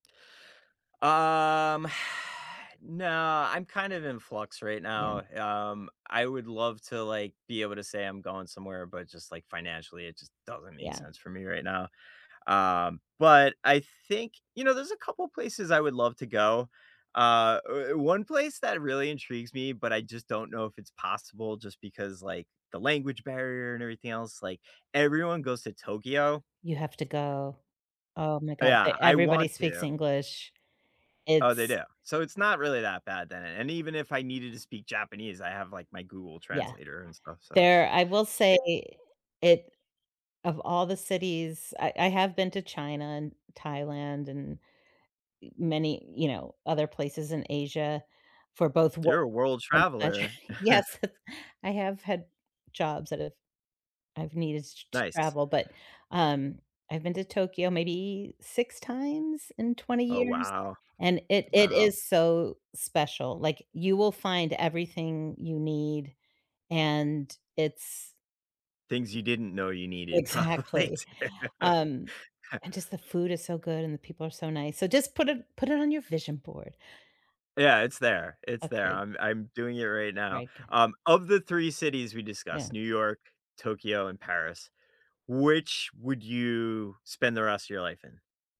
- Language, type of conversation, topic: English, unstructured, How do you decide where to stay when you travel, and what experiences influence your choices?
- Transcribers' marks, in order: drawn out: "Um"; exhale; tapping; other background noise; chuckle; laughing while speaking: "probably to"; chuckle